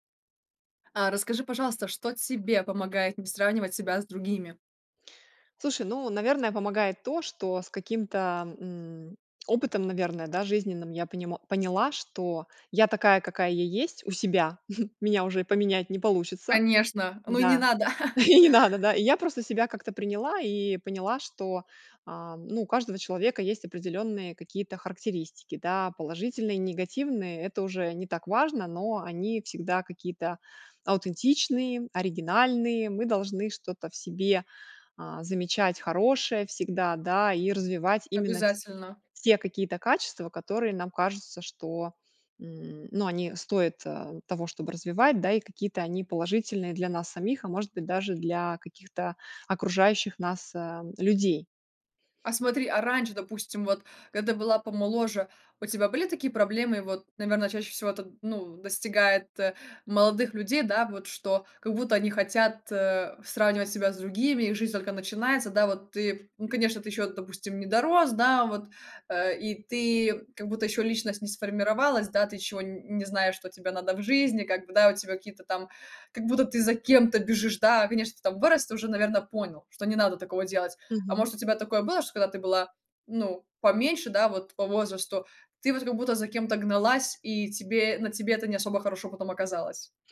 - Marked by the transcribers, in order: other background noise; tapping; chuckle; laughing while speaking: "И не надо, да"; chuckle
- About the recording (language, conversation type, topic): Russian, podcast, Что помогает тебе не сравнивать себя с другими?